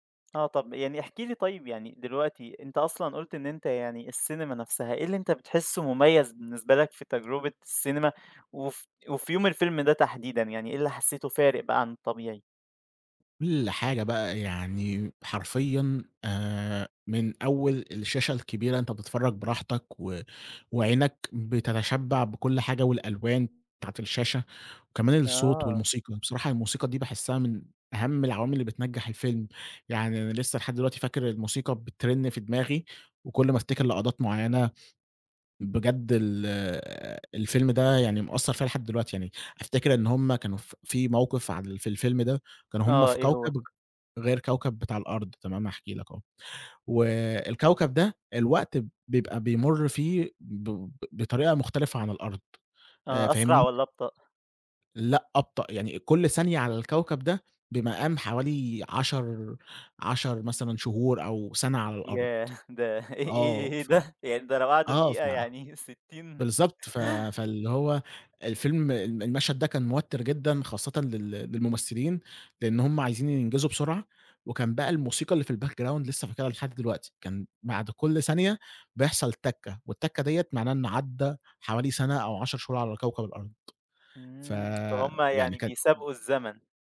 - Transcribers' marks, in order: tapping; laughing while speaking: "ياه! ده إيه إيه إيه … دقيقة يعني ستّين"; in English: "الbackground"; other background noise
- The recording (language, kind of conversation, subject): Arabic, podcast, تحب تحكيلنا عن تجربة في السينما عمرك ما تنساها؟